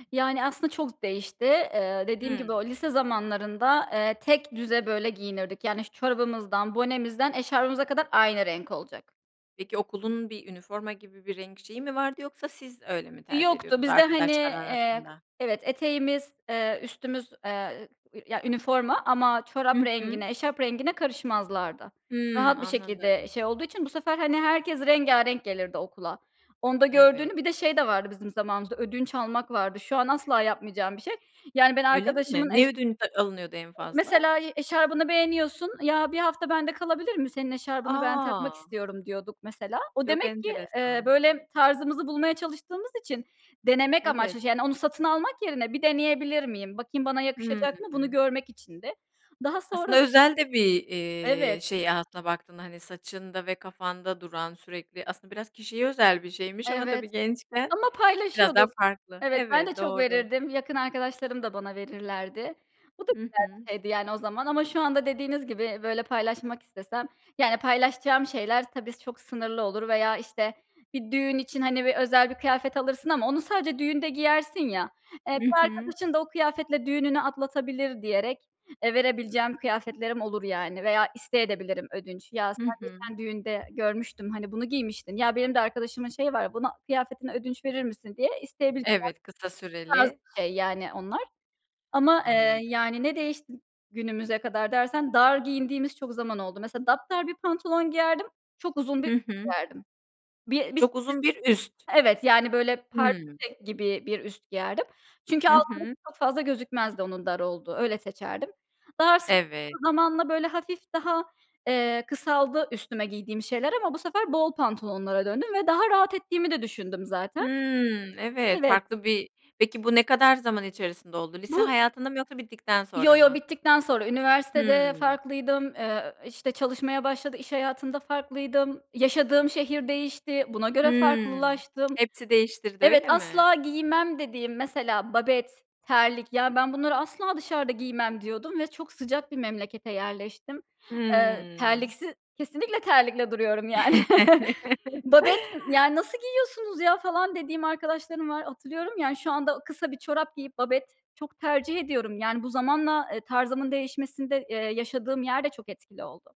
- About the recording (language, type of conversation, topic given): Turkish, podcast, Tarzın zaman içinde nasıl değişti ve neden böyle oldu?
- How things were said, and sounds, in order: other background noise; unintelligible speech; tapping; laughing while speaking: "yani"; chuckle; laugh